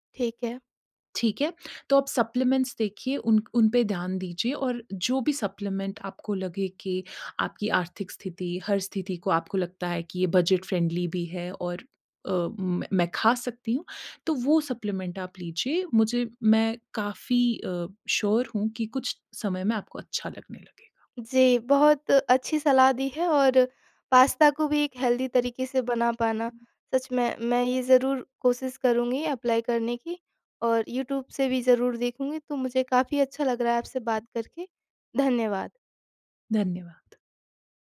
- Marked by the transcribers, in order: lip smack; in English: "सप्लीमेंट्स"; in English: "सप्लीमेंट"; in English: "बजट फ्रेंडली"; in English: "सप्लीमेंट"; in English: "श्योर"; in English: "हेल्दी"; in English: "अप्लाई"
- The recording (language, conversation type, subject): Hindi, advice, खाने के समय का रोज़ाना बिगड़ना